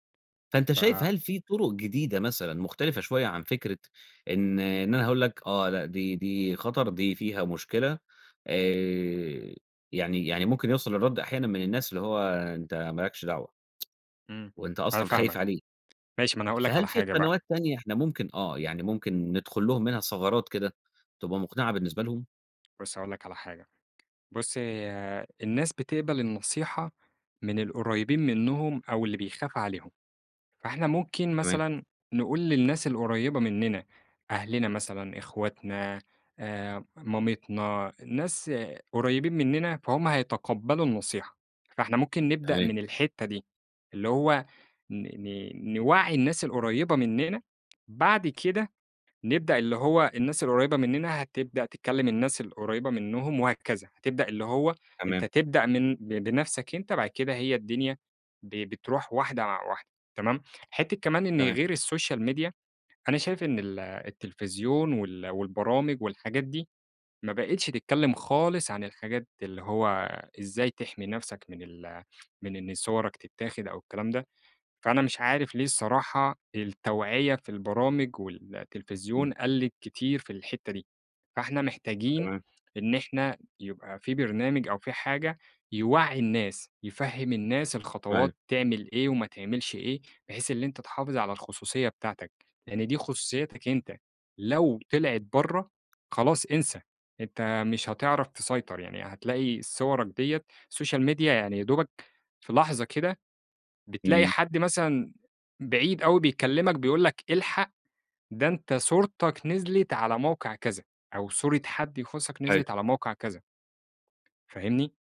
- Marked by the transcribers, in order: tsk; tapping; in English: "السوشيال ميديا"; other background noise; other noise; in English: "سوشيال ميديا"
- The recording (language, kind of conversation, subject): Arabic, podcast, إزاي بتحافظ على خصوصيتك على السوشيال ميديا؟